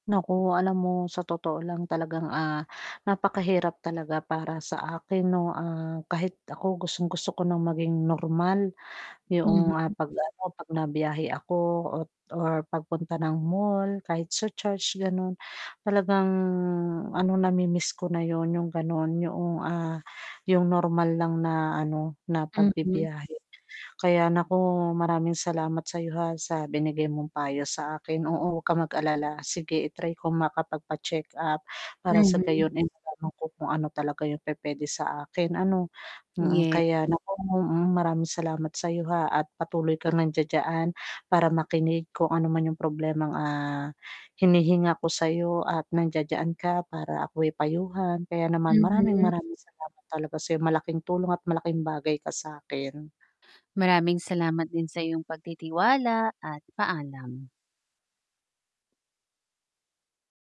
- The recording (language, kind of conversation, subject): Filipino, advice, Paano ko mababawasan ang stress at mananatiling organisado habang naglalakbay?
- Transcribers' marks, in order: static; distorted speech; tapping